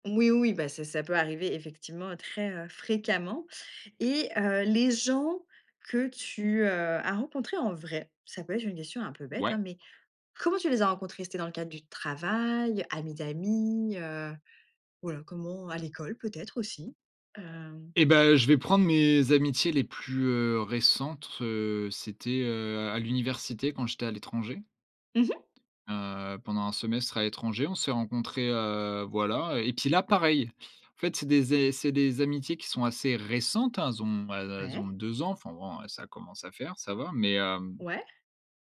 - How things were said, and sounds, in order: stressed: "fréquemment"; stressed: "vrai"; stressed: "travail"; stressed: "récentes"
- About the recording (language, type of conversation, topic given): French, podcast, Comment bâtis-tu des amitiés en ligne par rapport à la vraie vie, selon toi ?